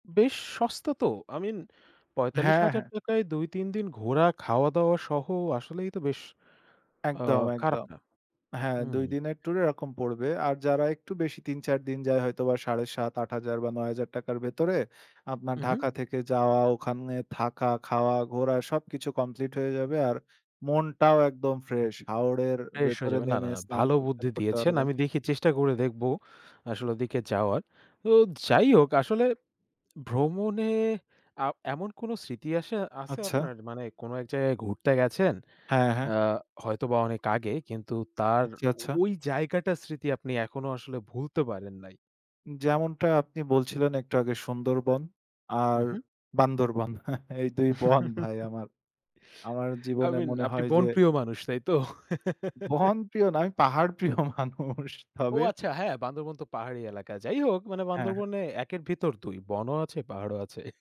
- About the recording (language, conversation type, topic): Bengali, unstructured, ভ্রমণ করার সময় তোমার সবচেয়ে ভালো স্মৃতি কোনটি ছিল?
- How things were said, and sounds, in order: chuckle; laugh; laughing while speaking: "পাহাড়প্রিয় মানুষ, তবে"